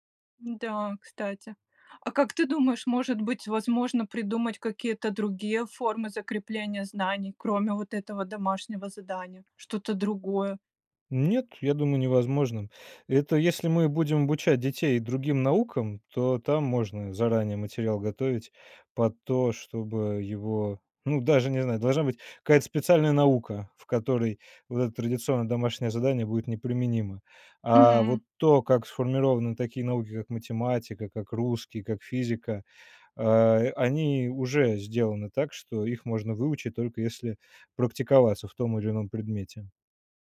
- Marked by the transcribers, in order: tapping
- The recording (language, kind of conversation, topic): Russian, podcast, Что вы думаете о домашних заданиях?